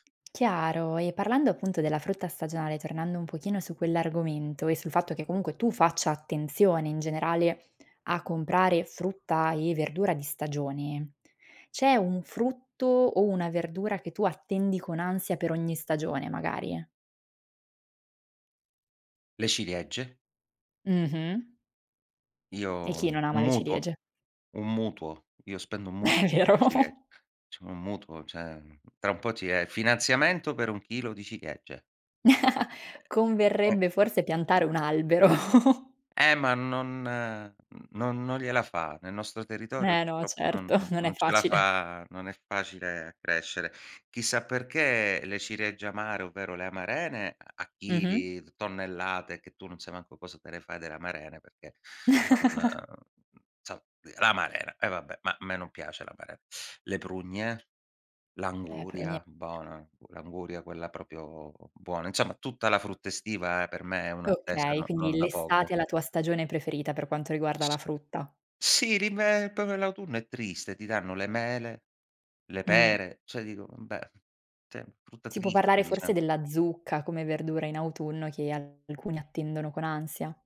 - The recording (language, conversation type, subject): Italian, podcast, Come influenzano le stagioni le nostre scelte alimentari?
- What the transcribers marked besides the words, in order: tapping; laughing while speaking: "È vero"; unintelligible speech; "cioè" said as "ceh"; chuckle; unintelligible speech; chuckle; chuckle; chuckle; other background noise; "proprio" said as "propio"; "proprio" said as "popio"; "vabbè" said as "umbè"